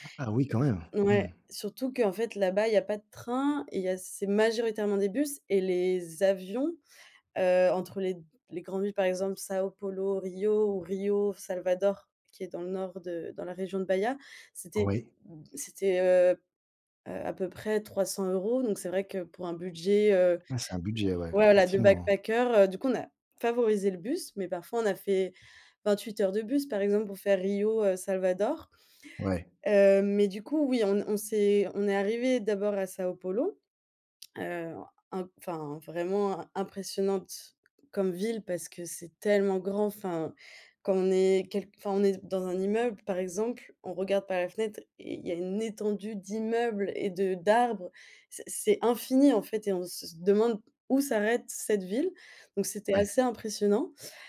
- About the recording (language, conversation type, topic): French, podcast, Quel est le voyage le plus inoubliable que tu aies fait ?
- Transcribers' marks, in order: tapping; in English: "backpacker"